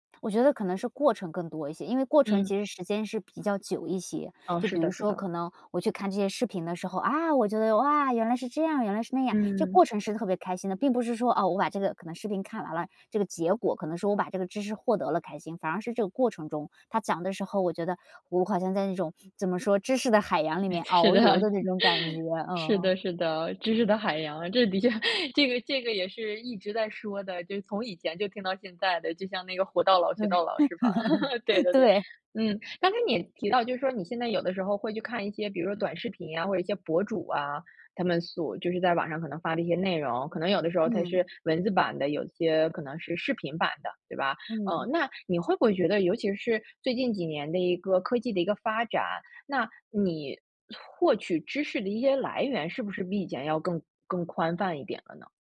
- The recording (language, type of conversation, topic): Chinese, podcast, 终身学习能带来哪些现实好处？
- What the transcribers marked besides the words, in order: other background noise; laughing while speaking: "是的"; laughing while speaking: "确"; laugh